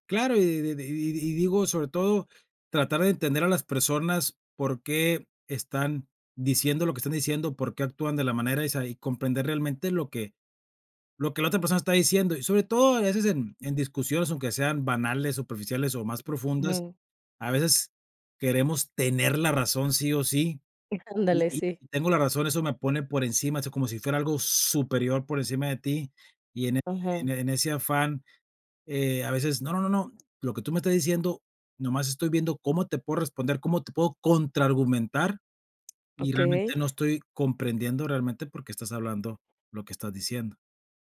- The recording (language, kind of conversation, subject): Spanish, podcast, ¿Cuáles son los errores más comunes al escuchar a otras personas?
- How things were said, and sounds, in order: tapping; other background noise